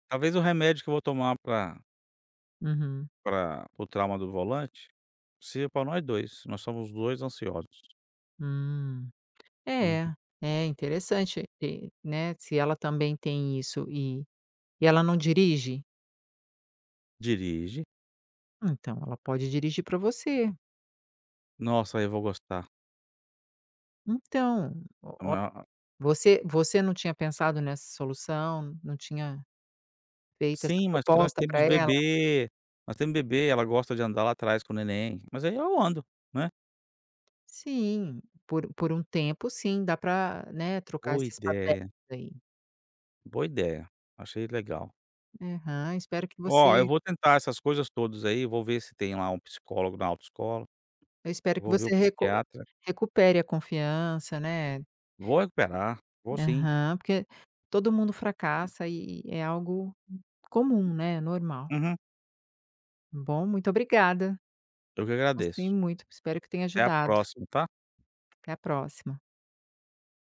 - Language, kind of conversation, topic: Portuguese, advice, Como você se sentiu ao perder a confiança após um erro ou fracasso significativo?
- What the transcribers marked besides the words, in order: tapping; unintelligible speech